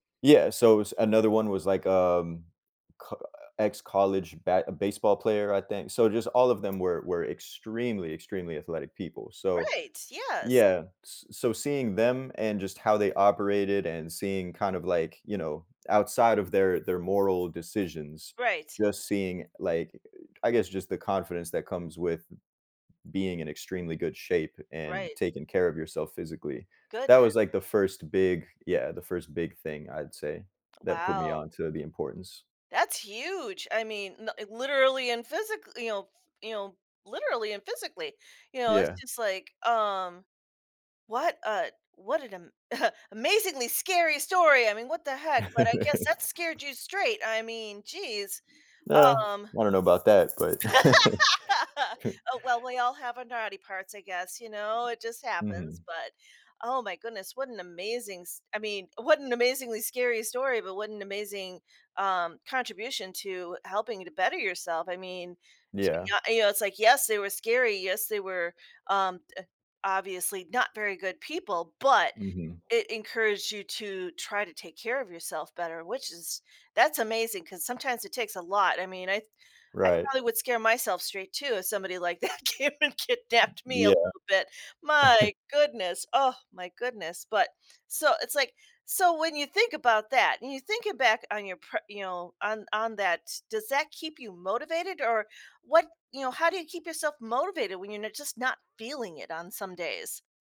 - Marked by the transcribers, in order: other background noise; chuckle; laugh; laugh; chuckle; stressed: "but"; laughing while speaking: "that came and kidnapped me a little bit"; chuckle
- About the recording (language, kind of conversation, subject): English, podcast, How do personal goals and life experiences shape your commitment to staying healthy?